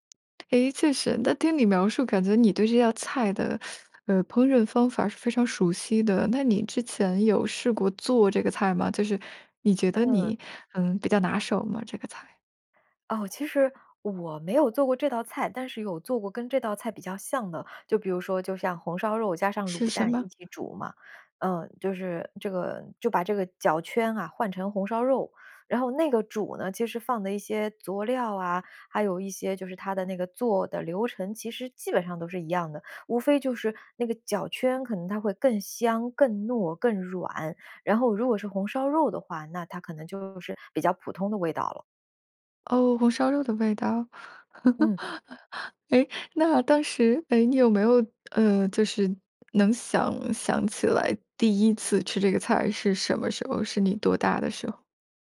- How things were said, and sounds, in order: tapping; teeth sucking; laugh
- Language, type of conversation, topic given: Chinese, podcast, 你眼中最能代表家乡味道的那道菜是什么？